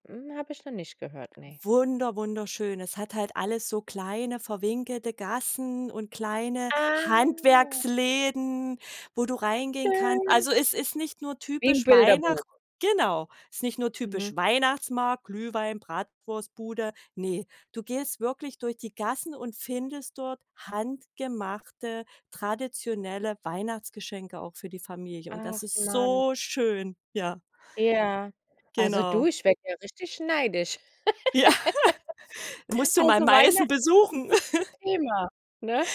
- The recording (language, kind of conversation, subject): German, podcast, Wie werden Feiertage und Traditionen in Familien weitergegeben?
- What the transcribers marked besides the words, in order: drawn out: "Ah"; joyful: "Schön"; stressed: "so"; laughing while speaking: "Ja"; laugh; chuckle